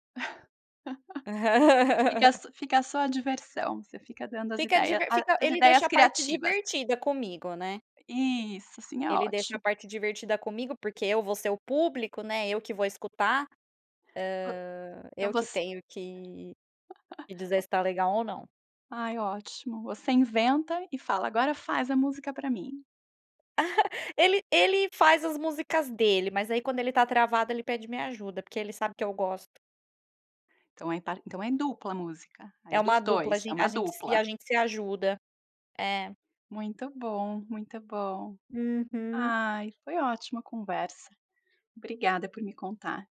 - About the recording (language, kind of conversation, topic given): Portuguese, podcast, Como você descobre música nova hoje em dia?
- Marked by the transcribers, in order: chuckle; laugh; chuckle; chuckle